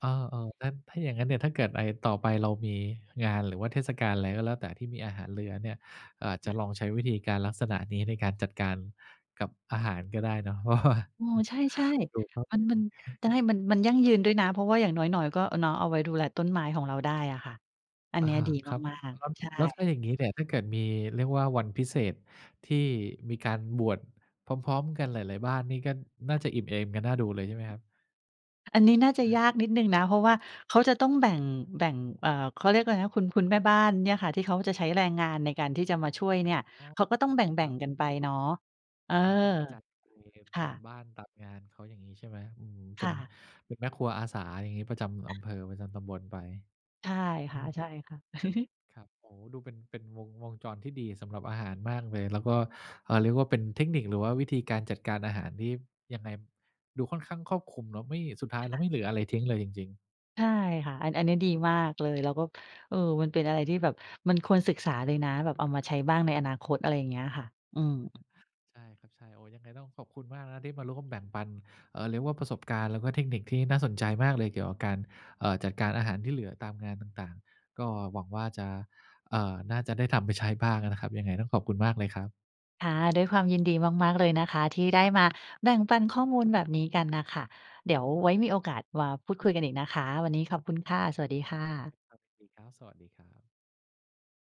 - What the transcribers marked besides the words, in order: laughing while speaking: "เพราะว่า"; unintelligible speech; other background noise; chuckle; unintelligible speech
- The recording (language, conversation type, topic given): Thai, podcast, เวลาเหลืออาหารจากงานเลี้ยงหรืองานพิธีต่าง ๆ คุณจัดการอย่างไรให้ปลอดภัยและไม่สิ้นเปลือง?